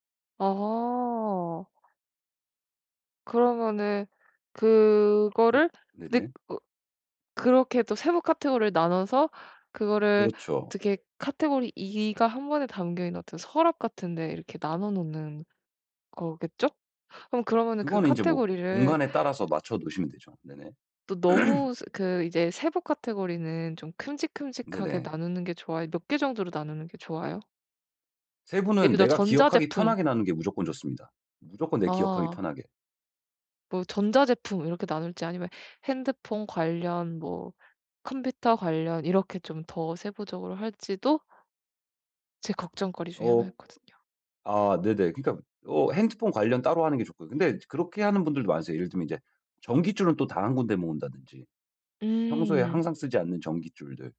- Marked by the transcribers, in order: other background noise; tapping; throat clearing
- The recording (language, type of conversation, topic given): Korean, advice, 정리정돈을 시작하려는데 막막하고 자꾸 미루게 될 때 어떻게 하면 좋을까요?